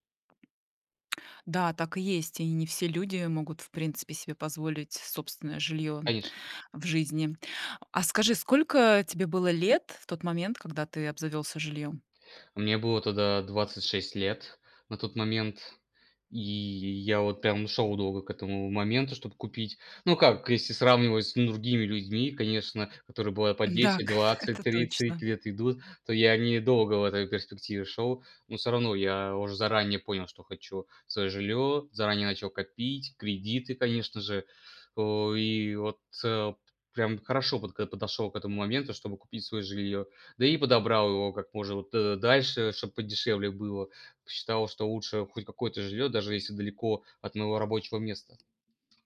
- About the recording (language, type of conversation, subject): Russian, podcast, Что ты почувствовал(а), когда купил(а) своё первое жильё?
- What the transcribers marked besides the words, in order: tapping; other background noise